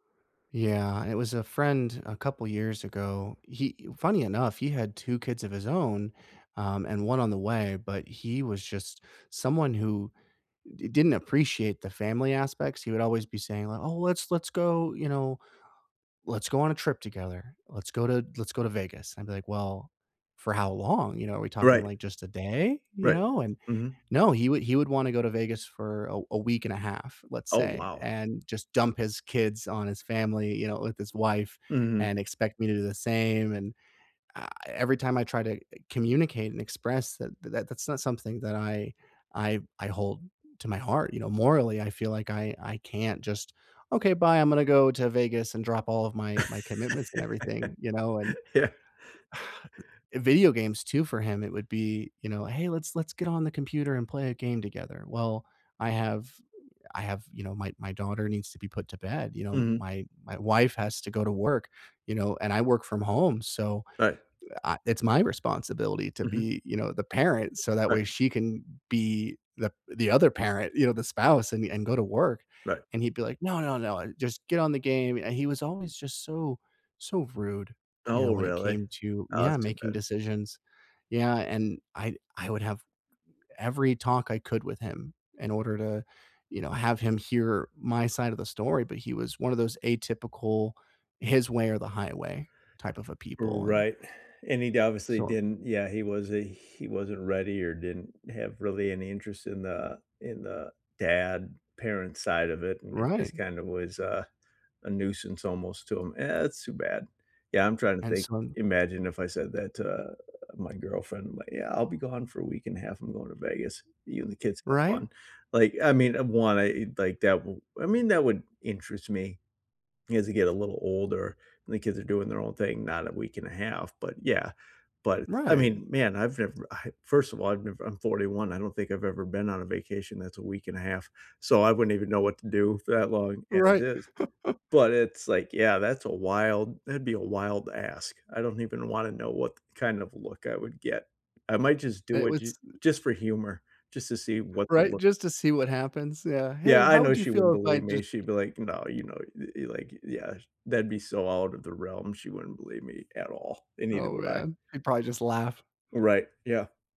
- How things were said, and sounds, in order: laugh; laughing while speaking: "Yeah"; exhale; exhale; chuckle; other noise; other background noise
- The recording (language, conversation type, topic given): English, unstructured, How do I balance time between family and friends?